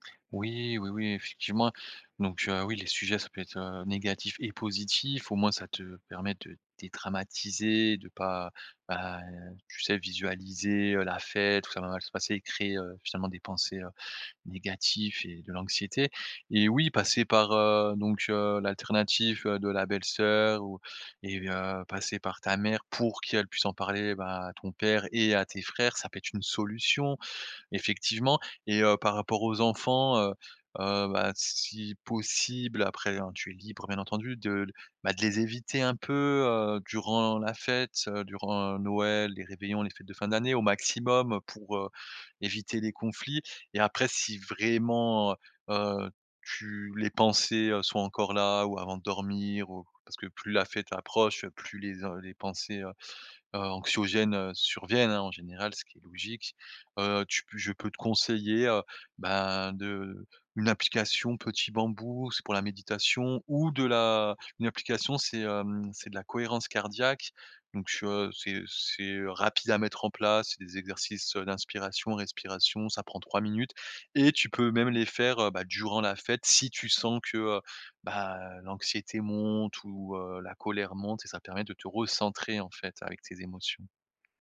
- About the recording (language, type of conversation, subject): French, advice, Comment puis-je me sentir plus à l’aise pendant les fêtes et les célébrations avec mes amis et ma famille ?
- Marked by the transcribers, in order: stressed: "dédramatiser"; other background noise; stressed: "négatifs"; stressed: "pour"; stressed: "et"; stressed: "si"